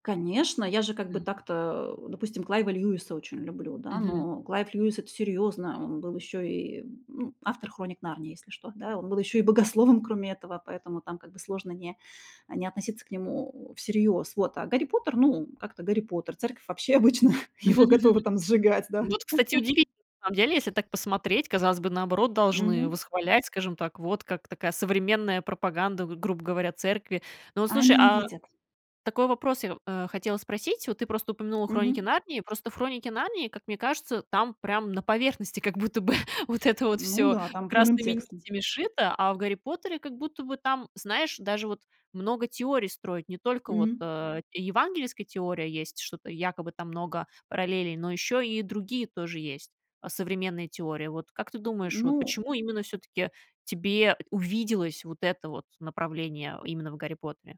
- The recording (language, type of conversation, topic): Russian, podcast, Какие истории формируют нашу идентичность?
- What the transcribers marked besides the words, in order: laughing while speaking: "богословом"; chuckle; laughing while speaking: "церковь вообще, обычно, его готова там сжигать, да"; laugh; other background noise; laughing while speaking: "как будто бы вот это вот всё красными нитями"